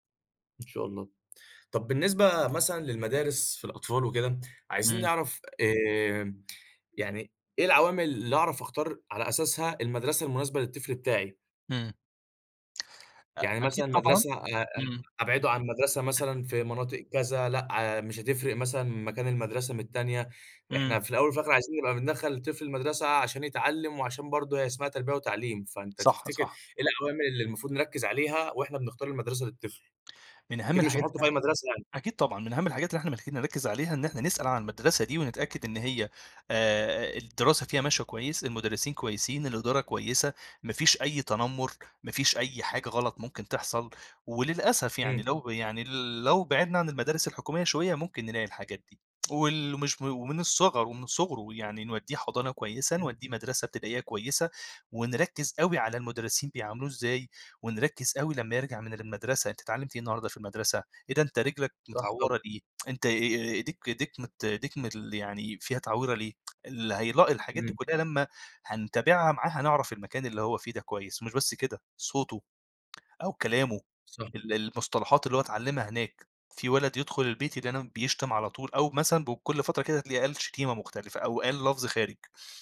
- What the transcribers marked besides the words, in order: tapping; other noise; tsk; tsk; tsk
- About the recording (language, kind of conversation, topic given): Arabic, podcast, إزاي بتعلّم ولادك وصفات العيلة؟